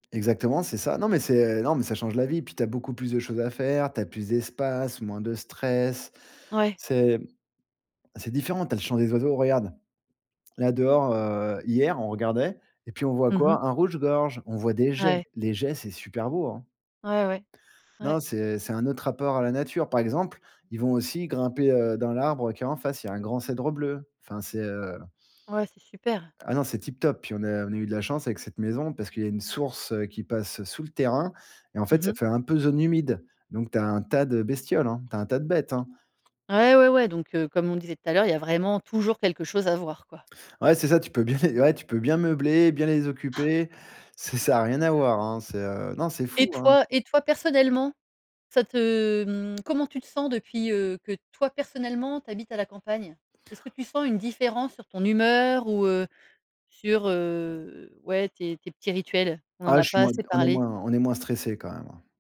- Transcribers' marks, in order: stressed: "source"; other background noise; laughing while speaking: "les"; tapping
- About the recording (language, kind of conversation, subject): French, podcast, Qu'est-ce que la nature t'apporte au quotidien?
- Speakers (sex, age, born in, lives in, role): female, 40-44, France, Netherlands, host; male, 40-44, France, France, guest